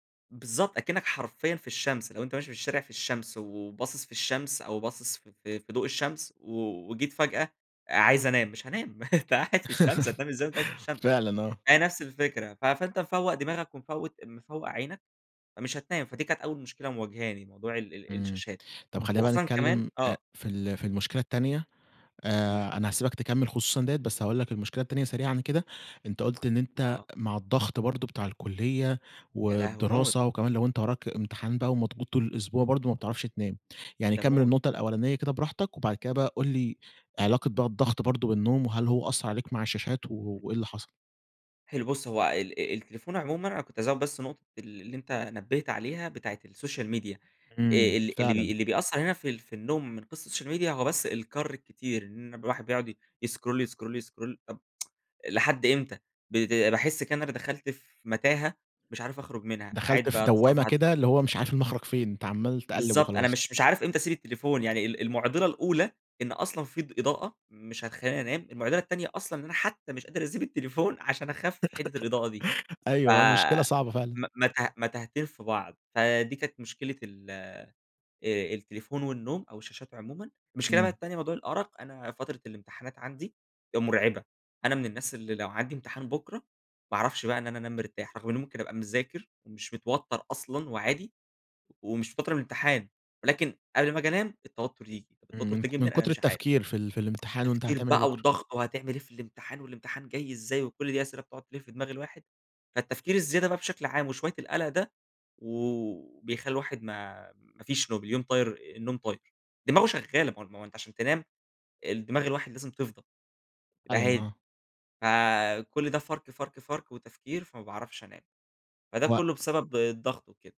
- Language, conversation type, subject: Arabic, podcast, إيه أهم نصايحك للي عايز ينام أسرع؟
- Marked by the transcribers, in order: chuckle; laughing while speaking: "أنت قاعد"; laugh; unintelligible speech; in English: "الsocial media"; in English: "الsocial media"; in English: "يسكرول يسكرول يسكرول"; tsk; laugh; laughing while speaking: "أسيب التليفون"; tapping